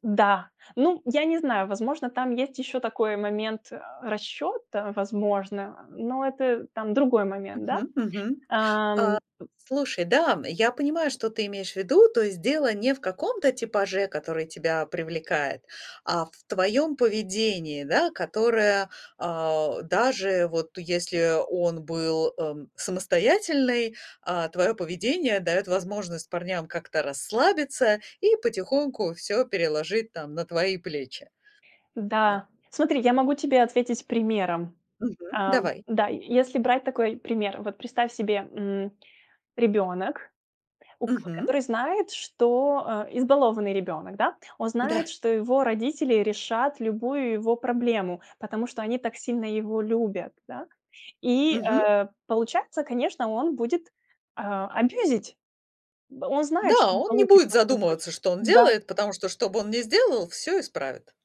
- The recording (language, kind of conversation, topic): Russian, advice, Как понять, совместимы ли мы с партнёром, если наши жизненные приоритеты не совпадают?
- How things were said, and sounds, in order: tapping; other background noise; laughing while speaking: "Да"